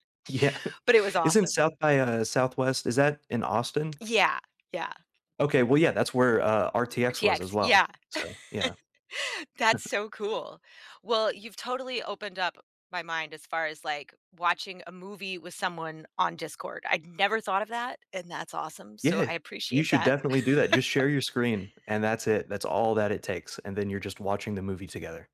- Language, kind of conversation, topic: English, unstructured, How do your traditions adapt in the digital age while keeping connection and meaning alive?
- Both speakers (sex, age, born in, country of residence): female, 50-54, United States, United States; male, 30-34, United States, United States
- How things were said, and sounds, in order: laughing while speaking: "Yeah"; chuckle; chuckle; laugh